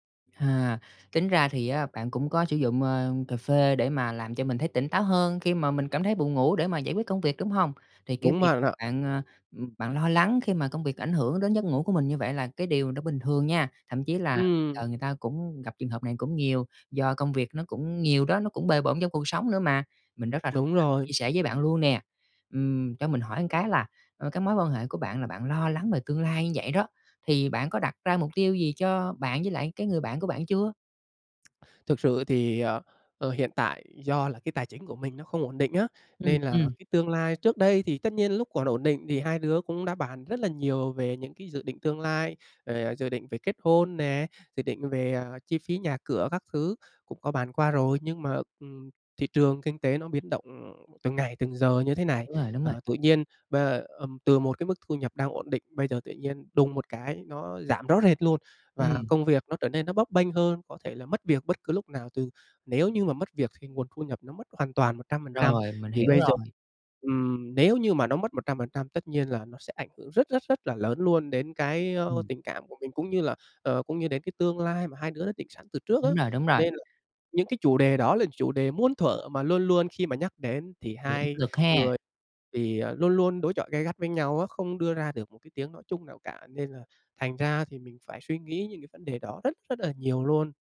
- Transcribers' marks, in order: tapping; lip smack; other background noise
- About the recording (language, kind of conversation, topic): Vietnamese, advice, Vì sao tôi thường thức dậy vẫn mệt mỏi dù đã ngủ đủ giấc?